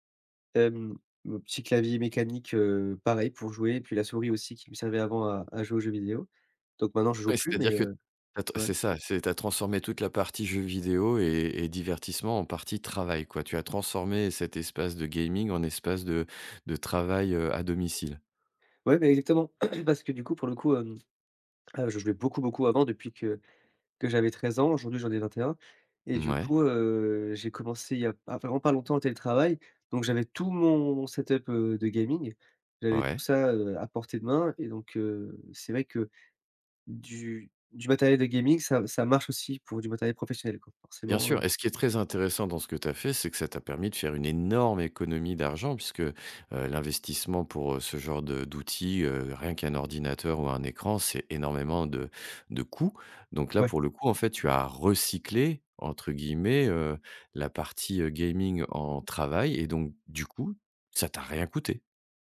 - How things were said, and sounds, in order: throat clearing; put-on voice: "set up"; stressed: "énorme"
- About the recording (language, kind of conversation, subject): French, podcast, Comment aménages-tu ton espace de travail pour télétravailler au quotidien ?